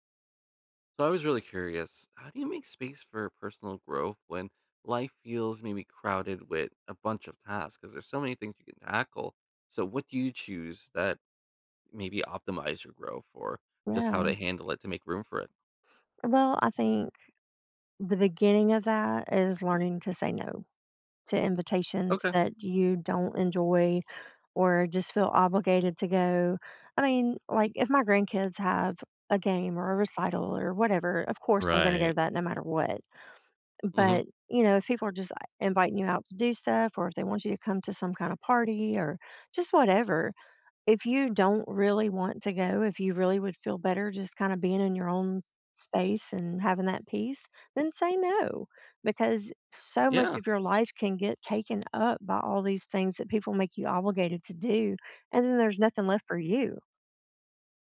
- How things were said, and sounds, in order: tapping
- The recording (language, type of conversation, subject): English, unstructured, How can I make space for personal growth amid crowded tasks?